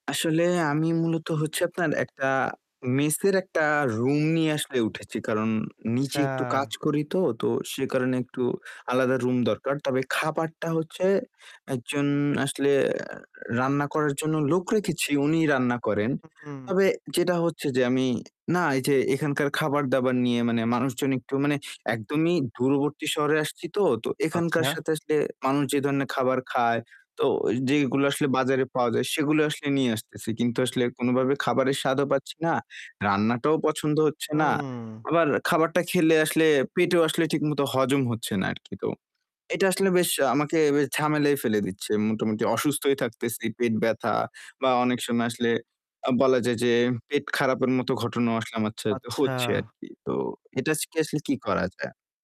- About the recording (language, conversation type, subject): Bengali, advice, খাবারের পরিবর্তনে মানিয়ে নিতে আপনার কী কী কষ্ট হয় এবং অভ্যাস বদলাতে কেন অস্বস্তি লাগে?
- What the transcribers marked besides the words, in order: static; other background noise; tapping